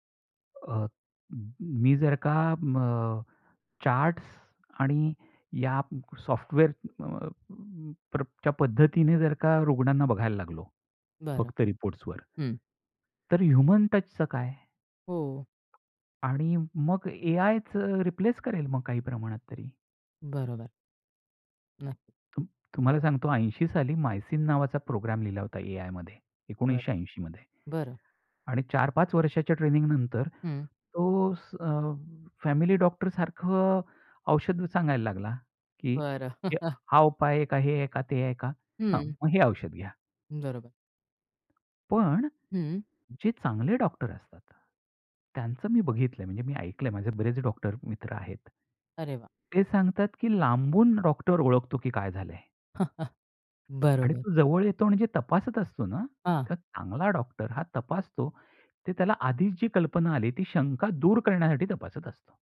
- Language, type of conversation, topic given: Marathi, podcast, आरोग्य क्षेत्रात तंत्रज्ञानामुळे कोणते बदल घडू शकतात, असे तुम्हाला वाटते का?
- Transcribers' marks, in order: in English: "ह्युमनटचचं"; tapping; chuckle; chuckle